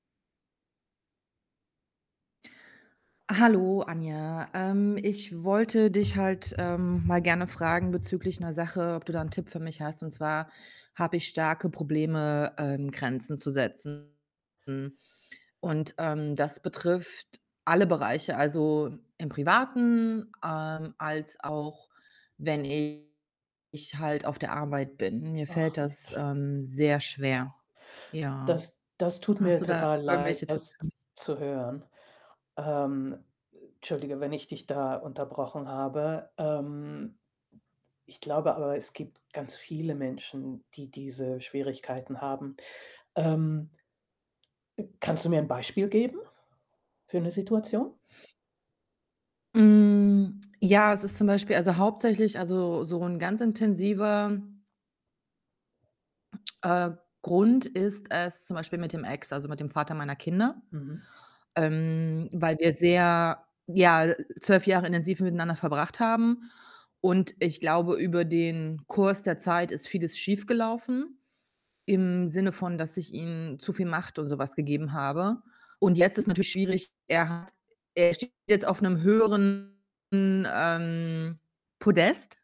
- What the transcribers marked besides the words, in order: other background noise; distorted speech; tapping
- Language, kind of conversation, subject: German, advice, Wie kann ich meine Angst überwinden, persönliche Grenzen zu setzen?